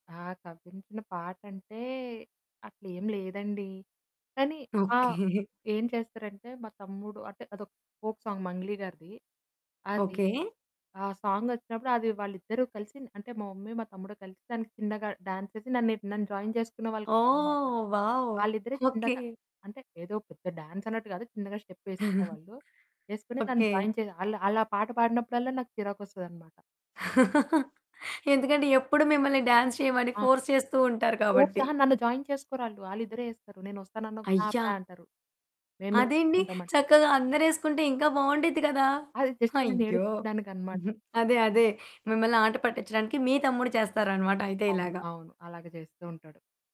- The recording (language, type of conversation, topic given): Telugu, podcast, సినిమా పాటలు మీ సంగీత రుచిని ఎలా మార్చాయి?
- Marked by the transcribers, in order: laughing while speaking: "ఓకే"; in English: "ఫోక్ సాంగ్"; in English: "మమ్మీ"; in English: "డాన్స్"; in English: "జాయిన్"; in English: "వావ్!"; in English: "డాన్స్"; chuckle; other background noise; in English: "జాయిన్"; chuckle; in English: "డాన్స్"; in English: "ఫోర్స్"; in English: "ఫోర్స్"; in English: "జాయిన్"; distorted speech; in English: "జస్ట్"; giggle